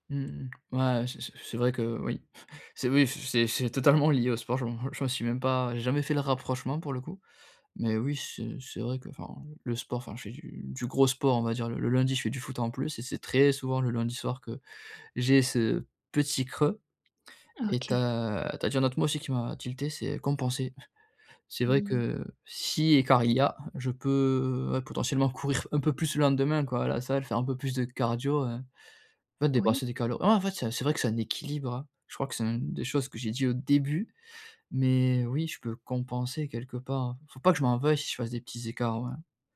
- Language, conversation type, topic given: French, advice, Comment équilibrer le plaisir immédiat et les résultats à long terme ?
- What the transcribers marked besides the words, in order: other background noise; chuckle; laughing while speaking: "c'est totalement lié au sport je m'en je m'en suis même pas"; stressed: "très"; chuckle; stressed: "si"; drawn out: "peux"; stressed: "début"